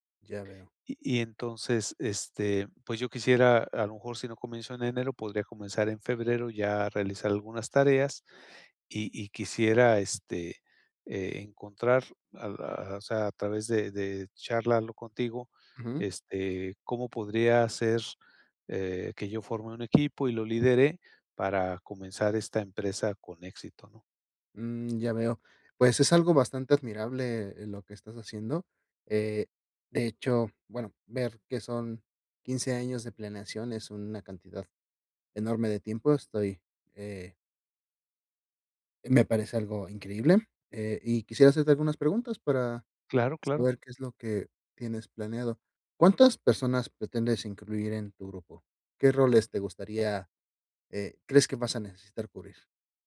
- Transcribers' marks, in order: none
- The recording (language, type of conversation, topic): Spanish, advice, ¿Cómo puedo formar y liderar un equipo pequeño para lanzar mi startup con éxito?